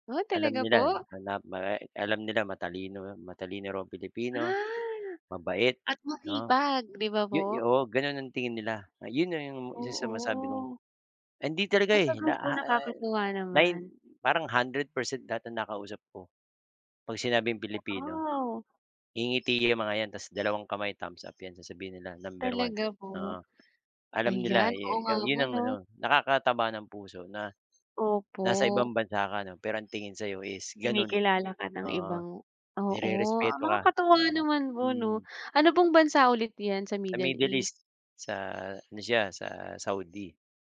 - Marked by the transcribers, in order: other background noise; tapping
- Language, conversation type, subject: Filipino, unstructured, Paano mo hinaharap at nilalabanan ang mga stereotype tungkol sa iyo?